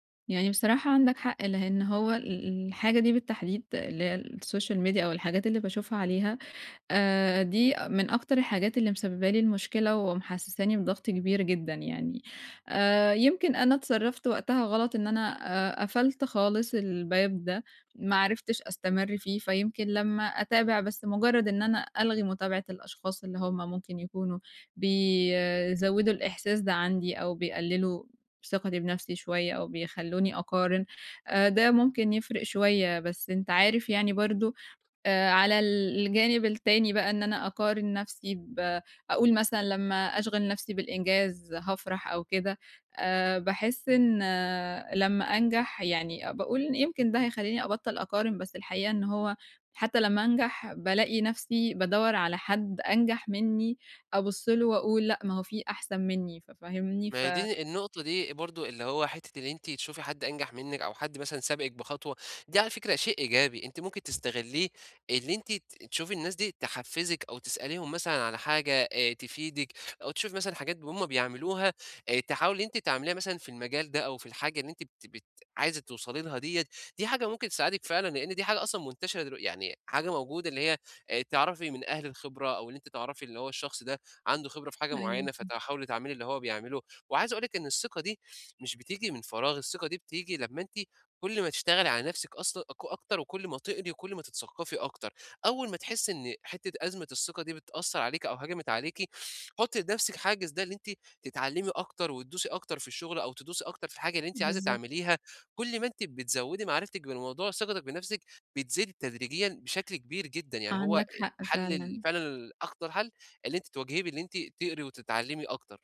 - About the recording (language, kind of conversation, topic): Arabic, advice, إزاي أبني ثقتي في نفسي من غير ما أقارن نفسي بالناس؟
- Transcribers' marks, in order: in English: "الSocial media"; horn